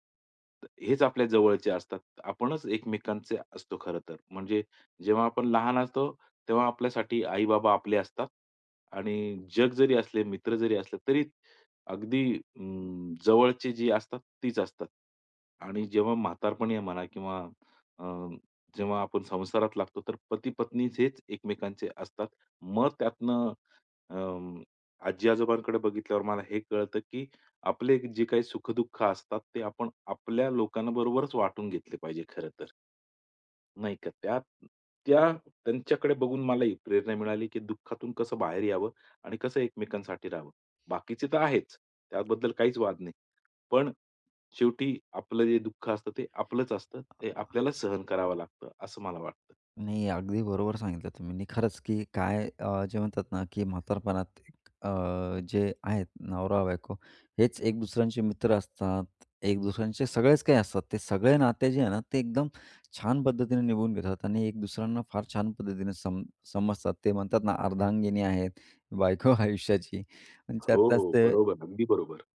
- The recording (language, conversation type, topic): Marathi, podcast, कला आणि मनोरंजनातून तुम्हाला प्रेरणा कशी मिळते?
- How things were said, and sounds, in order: tapping; other noise; unintelligible speech; laughing while speaking: "बायको आयुष्याची"; breath